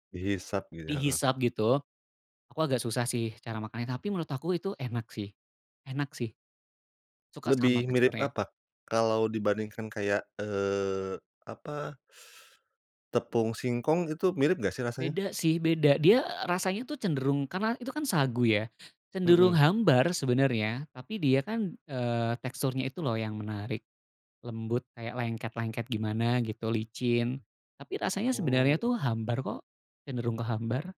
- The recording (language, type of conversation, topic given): Indonesian, podcast, Apa makanan tradisional yang selalu bikin kamu kangen?
- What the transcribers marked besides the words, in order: teeth sucking; other background noise